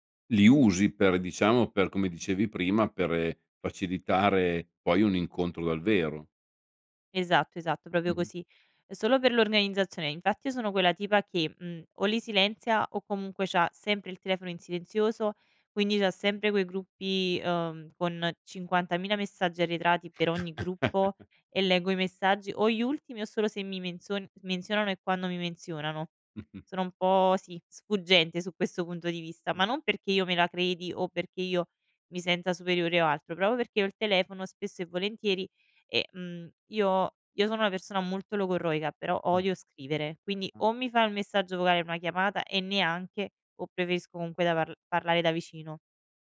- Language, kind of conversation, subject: Italian, podcast, Che ruolo hanno i gruppi WhatsApp o Telegram nelle relazioni di oggi?
- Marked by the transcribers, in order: "proprio" said as "propio"; "organizzazione" said as "ornanizzazione"; chuckle; snort; "proprio" said as "propio"